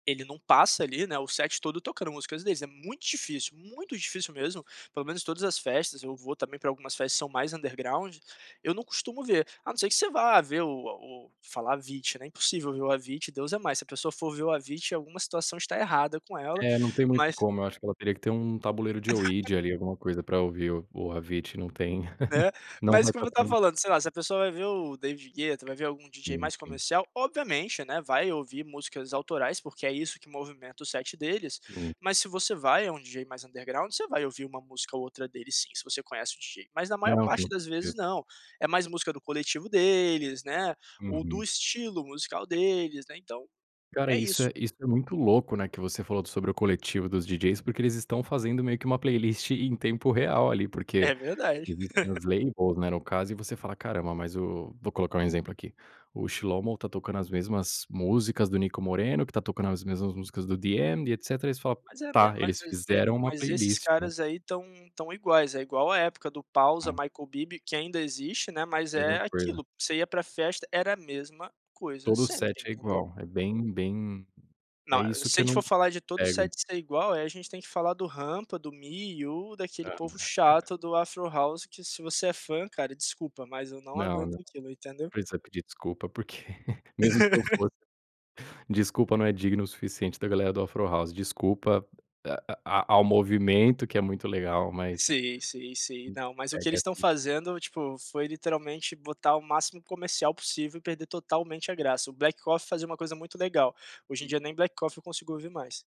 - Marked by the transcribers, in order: in English: "set"; in English: "underground"; other noise; chuckle; unintelligible speech; tapping; in English: "set"; in English: "underground"; in English: "lane holes"; chuckle; in English: "set"; in English: "set"; unintelligible speech; chuckle; laugh; unintelligible speech
- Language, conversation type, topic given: Portuguese, podcast, Como as playlists mudaram seu jeito de ouvir música?